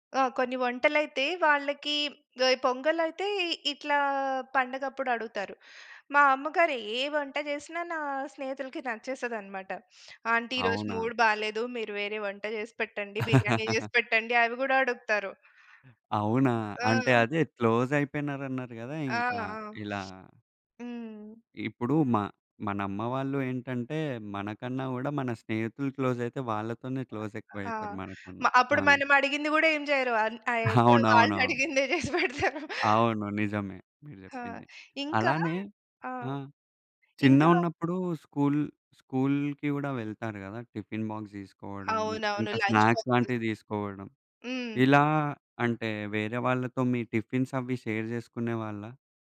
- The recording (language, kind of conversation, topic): Telugu, podcast, వంటకాన్ని పంచుకోవడం మీ సామాజిక సంబంధాలను ఎలా బలోపేతం చేస్తుంది?
- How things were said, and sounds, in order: sniff; in English: "మూడ్"; chuckle; other background noise; in English: "క్లోజ్"; sniff; in English: "క్లోజ్"; in English: "క్లోజ్"; other noise; laughing while speaking: "ఎప్పుడు వాళ్ళు అడిగిందే చేసి పెడతారు"; giggle; in English: "టిఫిన్ బాక్స్"; in English: "స్నాక్స్"; in English: "టిఫిన్స్"; in English: "షేర్"